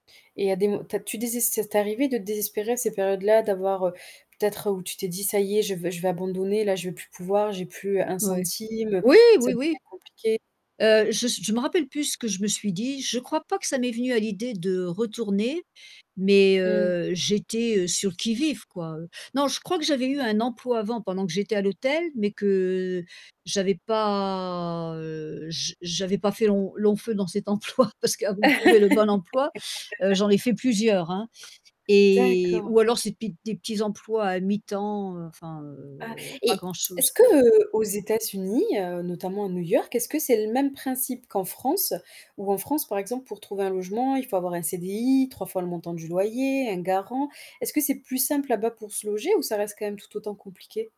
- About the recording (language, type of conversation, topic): French, podcast, As-tu déjà vécu un échec qui s’est transformé en opportunité ?
- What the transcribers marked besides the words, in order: static; stressed: "Oui"; distorted speech; "plus" said as "pu"; drawn out: "pas"; laughing while speaking: "emploi"; laugh; tongue click; tapping